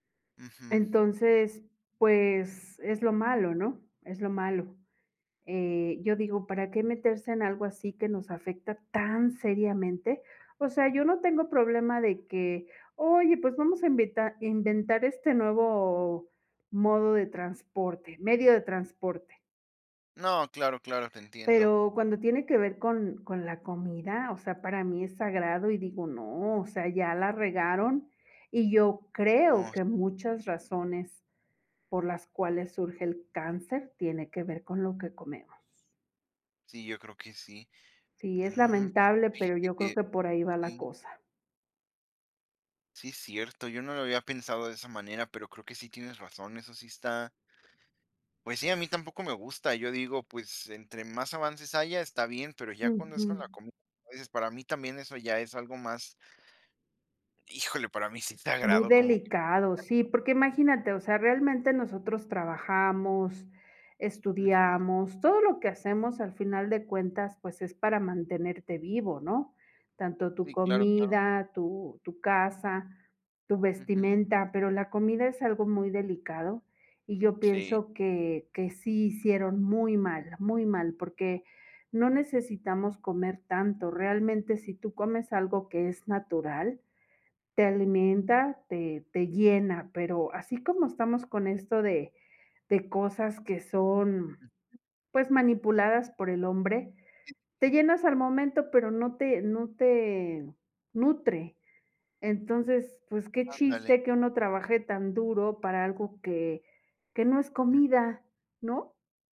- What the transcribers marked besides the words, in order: other noise; other background noise
- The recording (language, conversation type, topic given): Spanish, unstructured, ¿Cómo ha cambiado la vida con el avance de la medicina?
- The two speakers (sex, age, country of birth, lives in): female, 20-24, Mexico, Mexico; female, 45-49, Mexico, Mexico